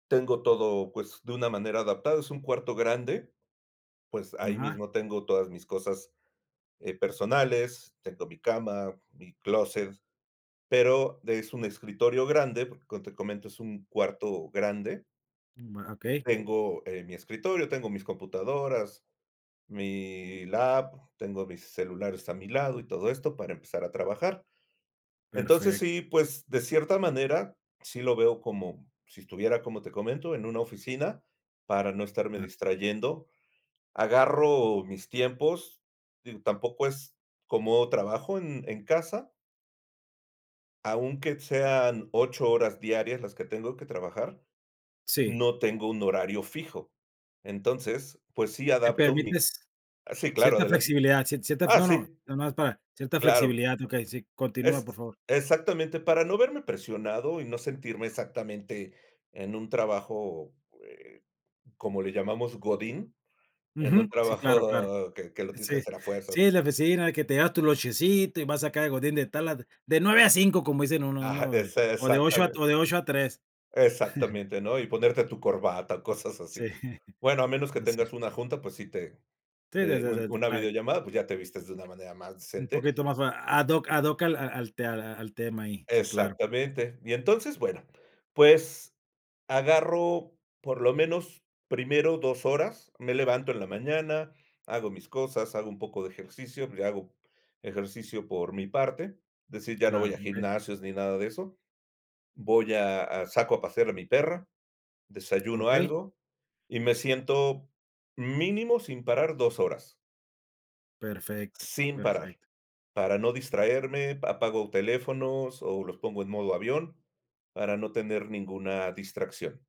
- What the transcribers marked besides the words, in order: chuckle; chuckle
- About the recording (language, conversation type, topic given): Spanish, podcast, ¿Cómo adaptas tu rutina cuando trabajas desde casa?